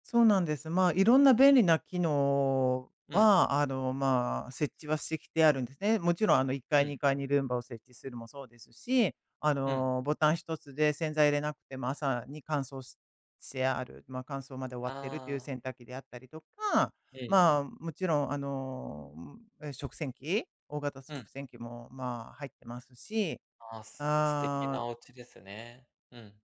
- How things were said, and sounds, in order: other noise; tapping
- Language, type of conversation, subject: Japanese, advice, 家族の期待と自分の価値観が違うとき、どうすればいいですか？